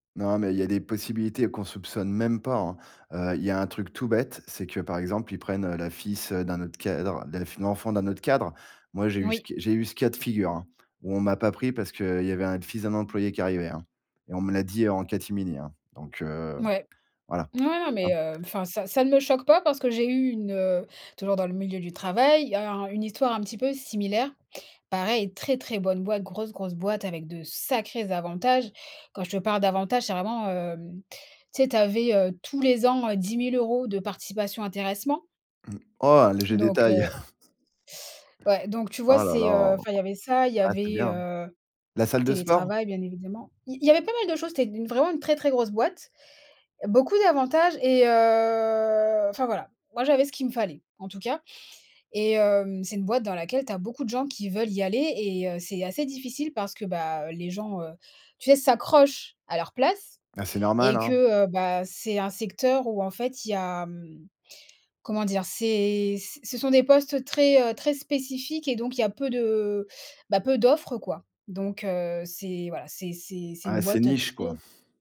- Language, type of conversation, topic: French, podcast, Quelle opportunité manquée s’est finalement révélée être une bénédiction ?
- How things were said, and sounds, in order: stressed: "sacrés"; drawn out: "hem"; chuckle; drawn out: "heu"; stressed: "s'accrochent"